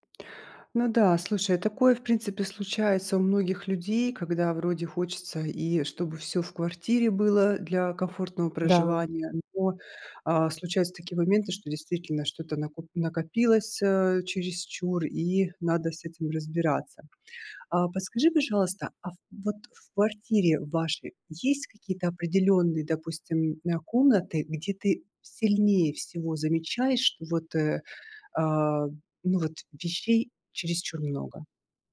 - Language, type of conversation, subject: Russian, advice, Как справиться с накоплением вещей в маленькой квартире?
- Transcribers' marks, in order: none